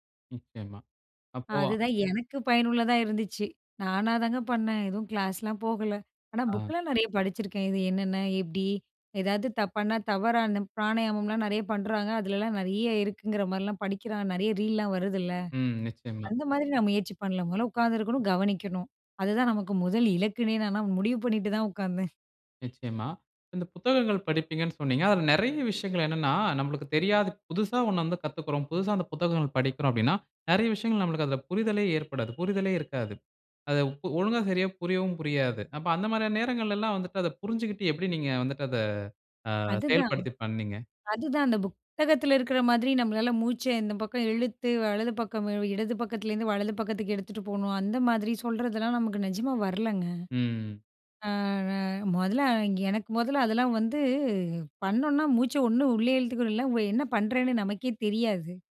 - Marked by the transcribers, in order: "படிக்கிறோம்" said as "படிக்கிறான்"; laughing while speaking: "உக்காந்தேன்"; "இப்போ" said as "உப்பொ"
- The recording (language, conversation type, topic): Tamil, podcast, தியானத்தின் போது வரும் எதிர்மறை எண்ணங்களை நீங்கள் எப்படிக் கையாள்கிறீர்கள்?